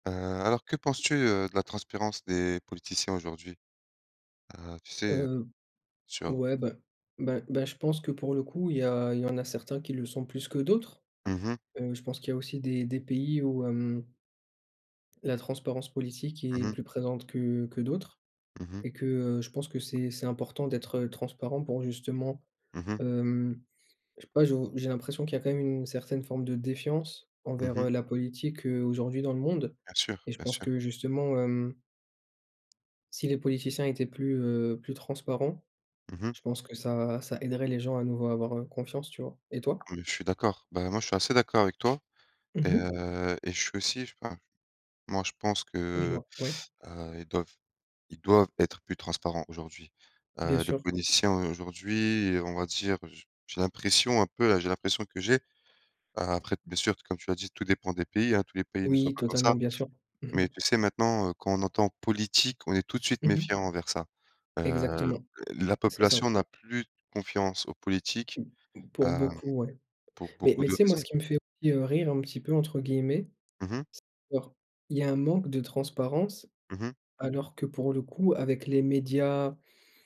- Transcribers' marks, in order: other background noise; "transparence" said as "transpirence"; tapping; drawn out: "et, heu"; stressed: "doivent"; "politiciens" said as "poniciens"; unintelligible speech
- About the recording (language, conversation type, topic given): French, unstructured, Que penses-tu de la transparence des responsables politiques aujourd’hui ?
- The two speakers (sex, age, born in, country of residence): male, 30-34, France, France; male, 30-34, France, France